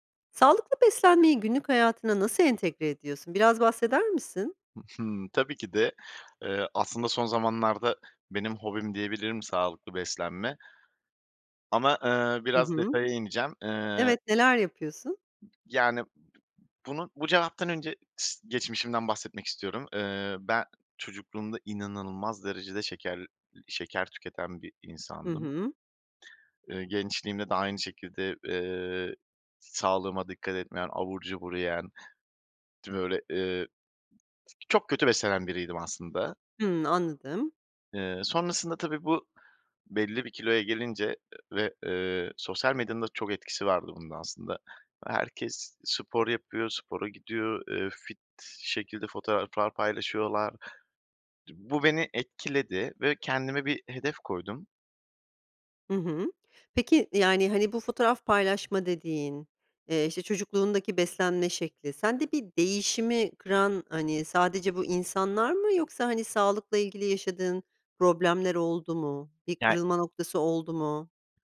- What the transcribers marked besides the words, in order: other background noise; other noise
- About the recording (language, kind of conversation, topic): Turkish, podcast, Sağlıklı beslenmeyi günlük hayatına nasıl entegre ediyorsun?